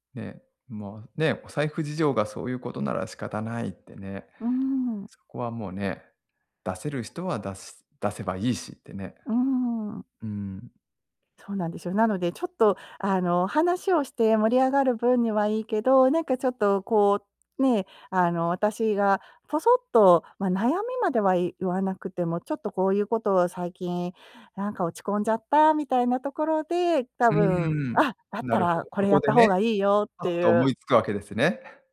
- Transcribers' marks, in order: none
- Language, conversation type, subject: Japanese, advice, 友人の行動が個人的な境界を越えていると感じたとき、どうすればよいですか？